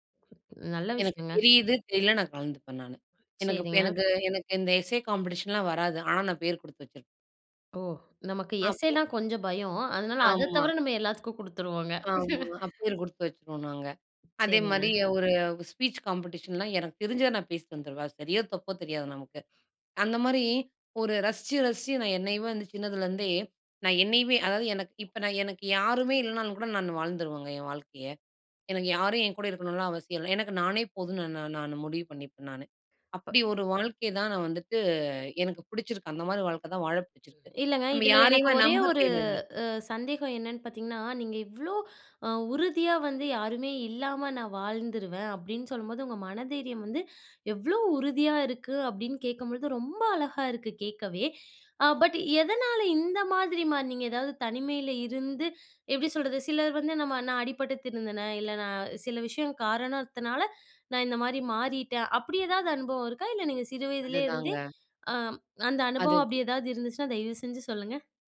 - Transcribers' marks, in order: other background noise; other noise; in English: "எஸ்ஸே காம்பிடேஷன்லாம்"; in English: "எஸ்ஸேல்லாம்"; laugh; in English: "ஸ்பீச் காம்படேஷன்லாம்"; in English: "பட்"
- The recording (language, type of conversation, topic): Tamil, podcast, நீங்கள் உங்களுக்கே ஒரு நல்ல நண்பராக எப்படி இருப்பீர்கள்?